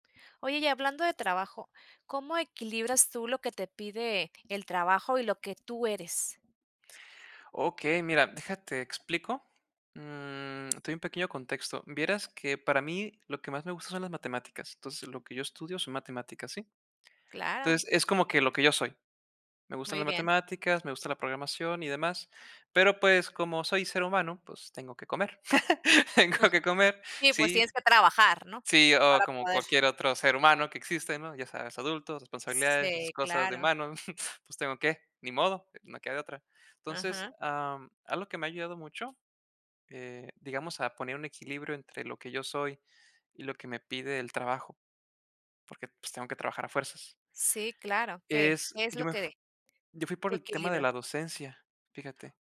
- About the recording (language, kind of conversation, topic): Spanish, podcast, ¿Cómo equilibras lo que te exige el trabajo con quién eres?
- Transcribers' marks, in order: tapping; other noise; laugh; laughing while speaking: "Tengo que"; chuckle; other background noise